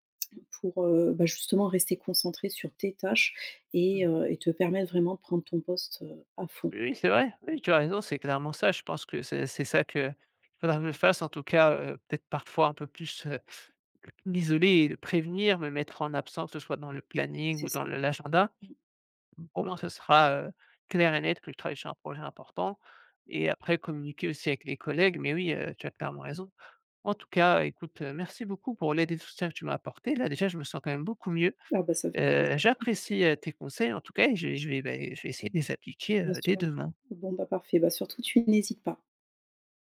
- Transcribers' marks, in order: chuckle; stressed: "n'hésites"
- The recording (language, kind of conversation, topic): French, advice, Comment puis-je gérer l’accumulation de petites tâches distrayantes qui m’empêche d’avancer sur mes priorités ?